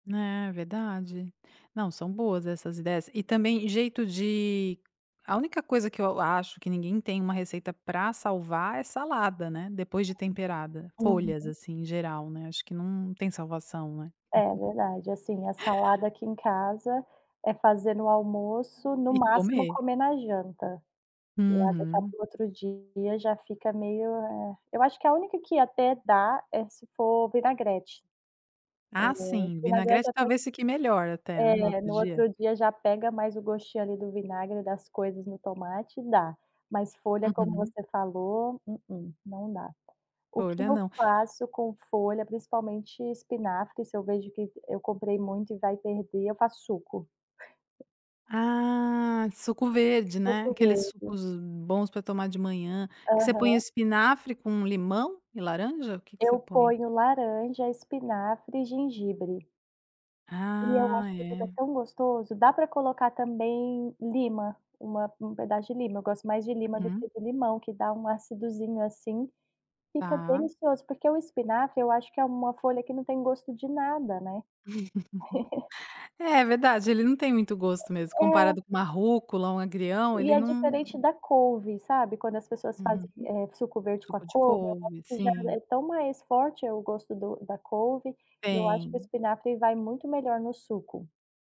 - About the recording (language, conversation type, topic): Portuguese, podcast, O que você faz com as sobras de comida para não desperdiçar?
- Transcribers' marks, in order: tapping; chuckle; drawn out: "Ah"; chuckle; other background noise